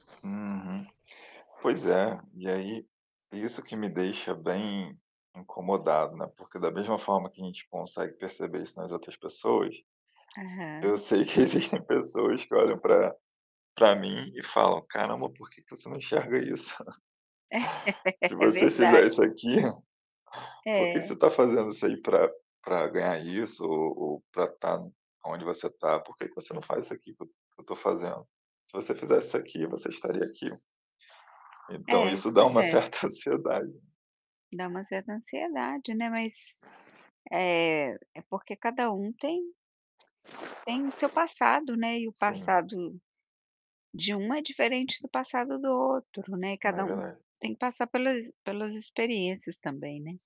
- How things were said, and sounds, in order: other background noise; laughing while speaking: "existem"; chuckle; laugh; laughing while speaking: "É"; tapping; static
- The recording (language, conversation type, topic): Portuguese, unstructured, Como a prática da gratidão pode transformar sua perspectiva de vida?